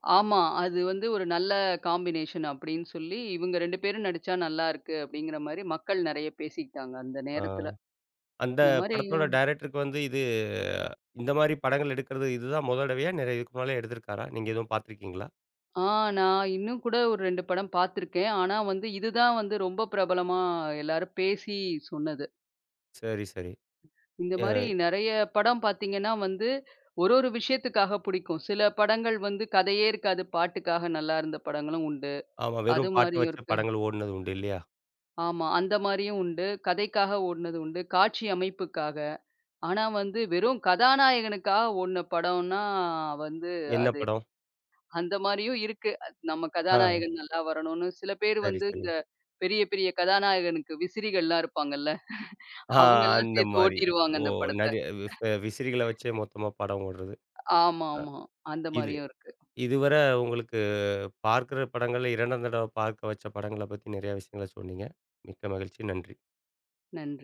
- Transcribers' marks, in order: in English: "காம்பினேஷன்"; drawn out: "இது"; tapping; other background noise; laughing while speaking: "இல்ல. அவங்க எல்லாம் சேர்த்து ஓட்டிடுவாங்க அந்த படத்த"; laughing while speaking: "ஆ, அந்த மாரி"
- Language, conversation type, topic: Tamil, podcast, மறுபடியும் பார்க்கத் தூண்டும் திரைப்படங்களில் பொதுவாக என்ன அம்சங்கள் இருக்கும்?